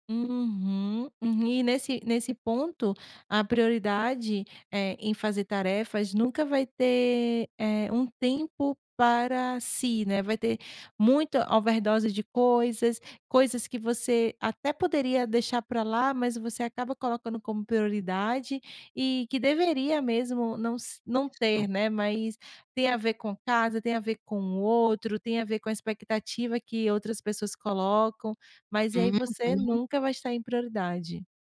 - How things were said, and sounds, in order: tapping
- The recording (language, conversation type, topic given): Portuguese, podcast, Como você prioriza tarefas quando tudo parece urgente?